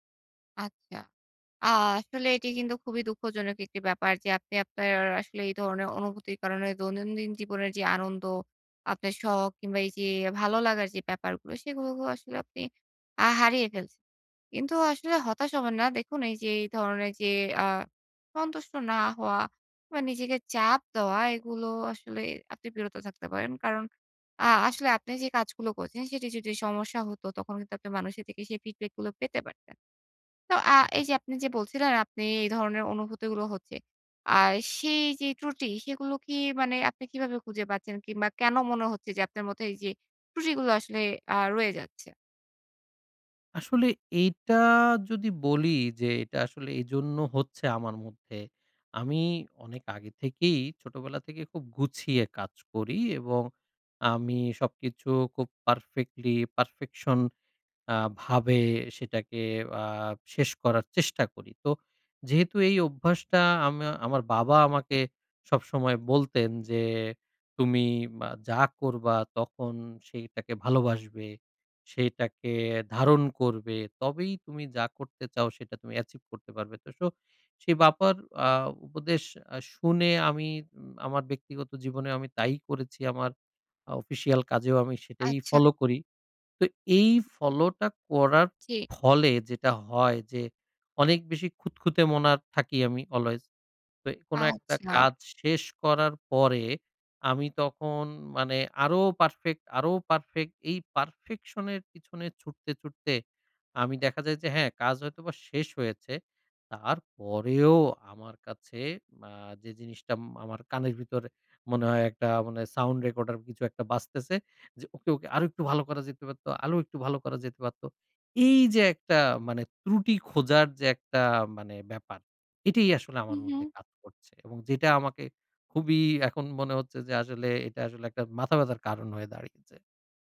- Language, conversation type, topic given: Bengali, advice, কাজ শেষ হলেও আমার সন্তুষ্টি আসে না এবং আমি সব সময় বদলাতে চাই—এটা কেন হয়?
- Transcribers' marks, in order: in English: "পারফেক্টলি পারফেকশন"; in English: "achieve"; "বাবার" said as "বাপার"